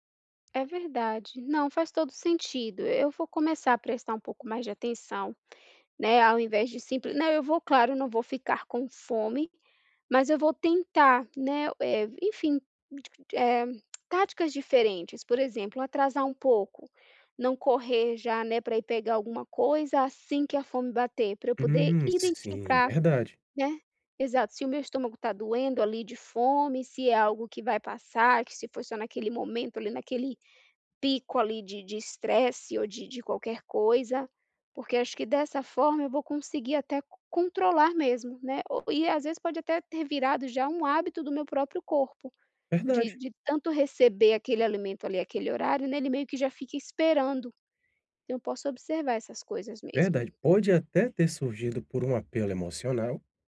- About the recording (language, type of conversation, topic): Portuguese, advice, Como posso aprender a reconhecer os sinais de fome e de saciedade no meu corpo?
- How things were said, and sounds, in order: other noise